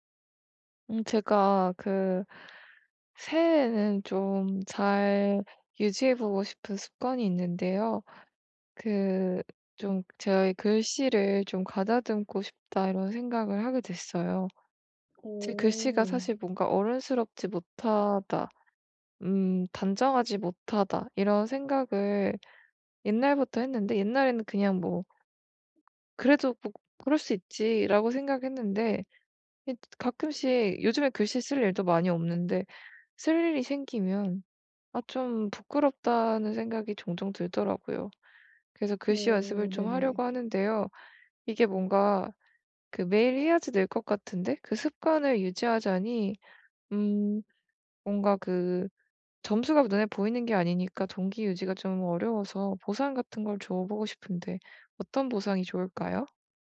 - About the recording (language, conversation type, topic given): Korean, advice, 습관을 오래 유지하는 데 도움이 되는 나에게 맞는 간단한 보상은 무엇일까요?
- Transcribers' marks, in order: tapping; other background noise